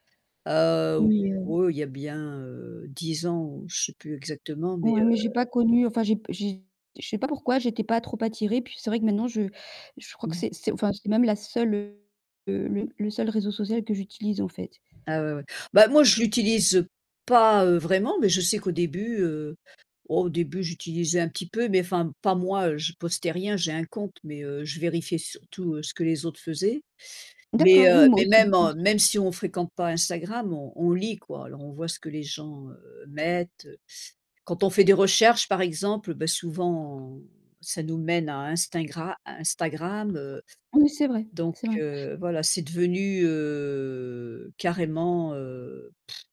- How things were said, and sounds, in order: other background noise; mechanical hum; distorted speech; tapping; stressed: "pas"; unintelligible speech; drawn out: "heu"; lip trill
- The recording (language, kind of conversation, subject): French, unstructured, Comment trouves-tu l’évolution des réseaux sociaux ces dernières années ?